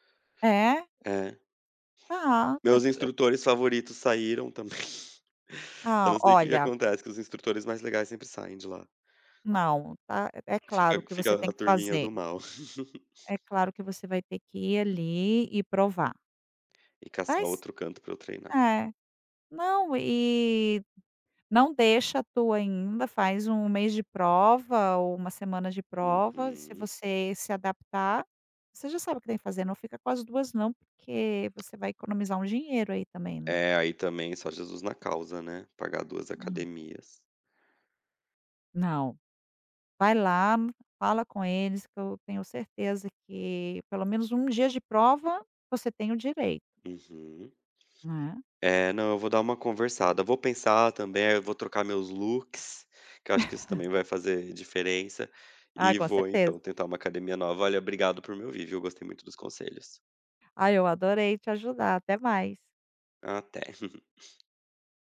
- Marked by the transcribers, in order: unintelligible speech; chuckle; chuckle; tapping; in English: "looks"; chuckle; chuckle
- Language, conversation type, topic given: Portuguese, advice, Como posso lidar com a falta de um parceiro ou grupo de treino, a sensação de solidão e a dificuldade de me manter responsável?